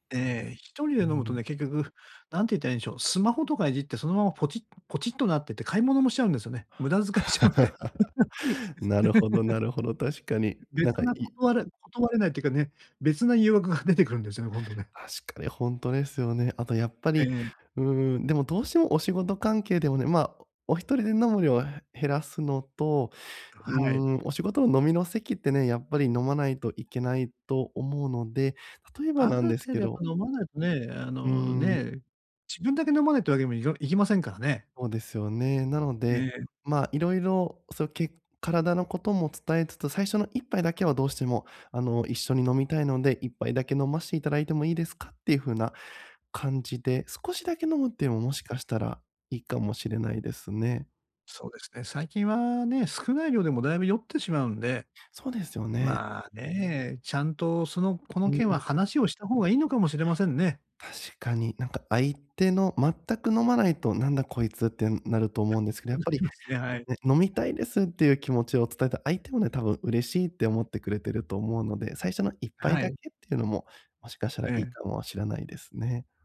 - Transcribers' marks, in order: chuckle; laughing while speaking: "無駄遣いしちゃうんで"; laugh; chuckle
- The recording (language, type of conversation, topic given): Japanese, advice, 断りづらい誘いを上手にかわすにはどうすればいいですか？